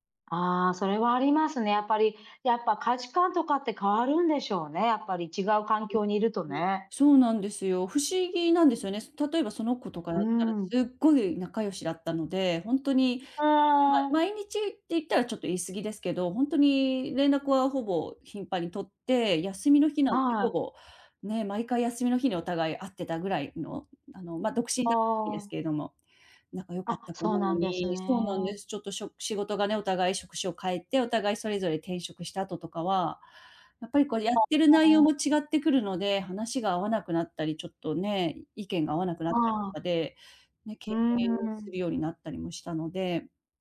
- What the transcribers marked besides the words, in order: other noise; other background noise
- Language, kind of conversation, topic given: Japanese, advice, 友人関係が変わって新しい交友関係を作る必要があると感じるのはなぜですか？